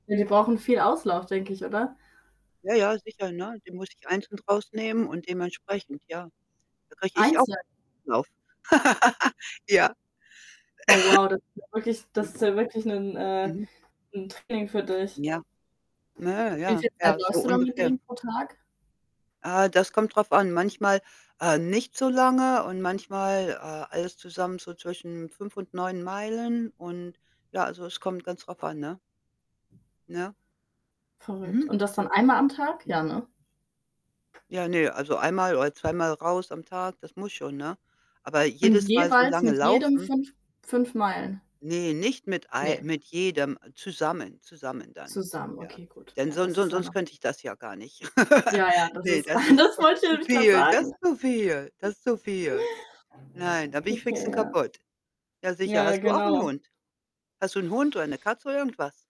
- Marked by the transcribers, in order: other background noise; distorted speech; laugh; cough; static; laugh; chuckle; joyful: "das wollte ich nämlich gerade sagen"; unintelligible speech; laugh; tapping
- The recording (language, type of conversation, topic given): German, unstructured, Was ist dein Lieblingsort in der Natur und warum?